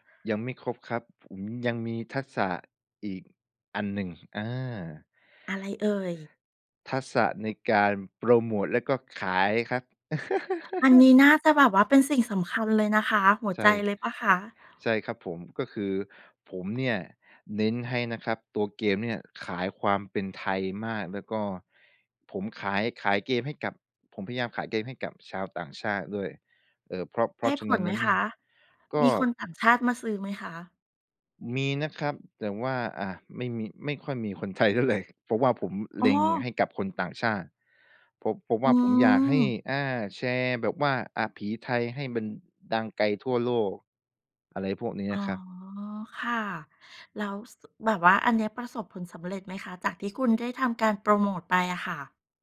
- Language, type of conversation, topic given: Thai, podcast, คุณทำโปรเจกต์ในโลกจริงเพื่อฝึกทักษะของตัวเองอย่างไร?
- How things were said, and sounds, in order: other background noise; laugh; laughing while speaking: "ไทยเท่าไร"